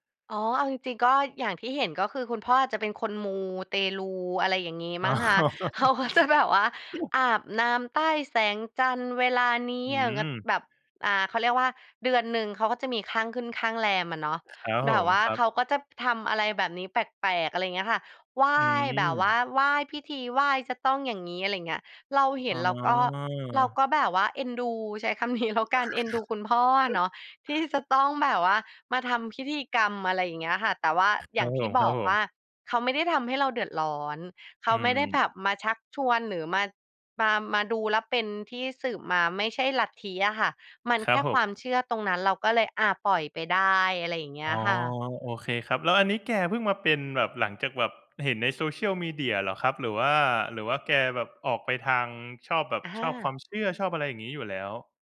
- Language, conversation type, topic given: Thai, podcast, เรื่องเล่าบนโซเชียลมีเดียส่งผลต่อความเชื่อของผู้คนอย่างไร?
- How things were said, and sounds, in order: laughing while speaking: "อ๋อ"; laughing while speaking: "เขาก็จะแบบ"; chuckle; chuckle; other background noise